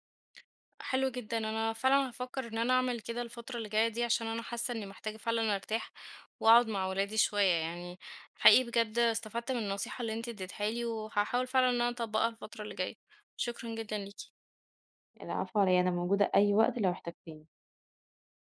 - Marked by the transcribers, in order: tapping
- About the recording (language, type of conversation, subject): Arabic, advice, إزاي بتتعامل مع الإرهاق وعدم التوازن بين الشغل وحياتك وإنت صاحب بيزنس؟